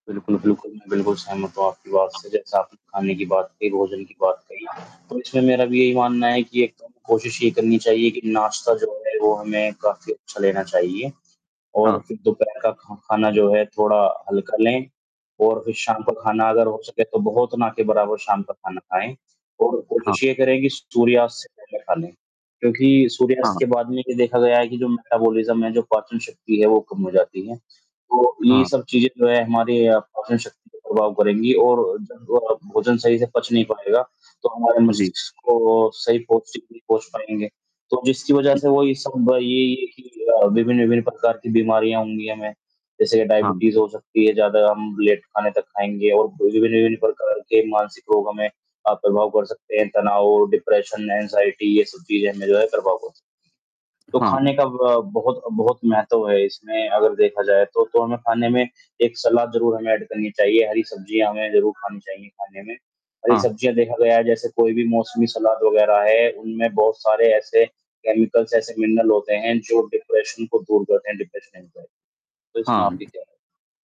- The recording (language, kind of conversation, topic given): Hindi, unstructured, आप अपने मानसिक स्वास्थ्य को बेहतर रखने के लिए कौन-कौन सी गतिविधियाँ करते हैं?
- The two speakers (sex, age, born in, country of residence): male, 25-29, India, India; male, 35-39, India, India
- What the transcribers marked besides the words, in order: static; distorted speech; other noise; in English: "मेटाबॉलिज़्म"; in English: "डायबिटीज़"; in English: "लेट"; unintelligible speech; in English: "ऐड"; in English: "केमिकल्स"; in English: "मिनरल"; in English: "डिप्रेशन"; in English: "डिप्रेशन"; unintelligible speech